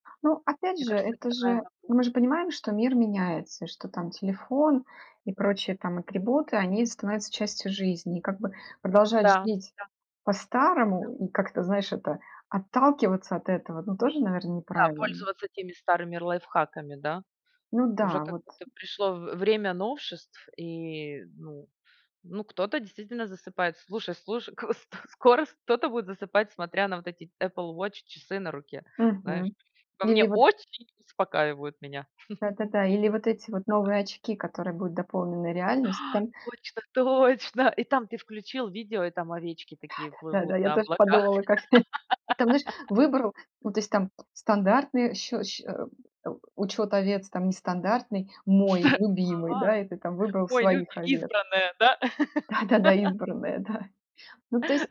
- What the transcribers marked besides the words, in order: tapping; other background noise; laugh; gasp; laughing while speaking: "точно"; chuckle; laugh; chuckle; laugh; laughing while speaking: "да"
- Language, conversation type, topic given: Russian, podcast, Что помогает тебе лучше спать, когда тревога мешает?